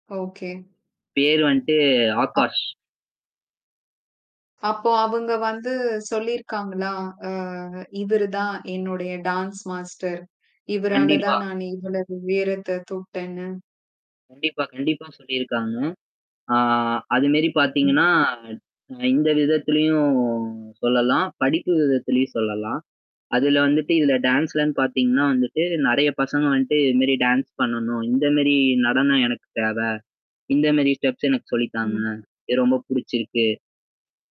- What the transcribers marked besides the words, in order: in English: "ஓகே"; "பெயர்" said as "பேர்"; "வந்துட்டு" said as "வண்டு"; distorted speech; in English: "டான்ஸ் மாஸ்டர்"; mechanical hum; static; "அதுமாரி" said as "அதுமேரி"; in English: "டான்ஸ்லன்னு"; in English: "டான்ஸ்"; in English: "ஸ்டெப்ஸ்"
- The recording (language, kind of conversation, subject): Tamil, podcast, ஒரு செயலில் முன்னேற்றம் அடைய ஒரு வழிகாட்டி எப்படிப் உதவலாம்?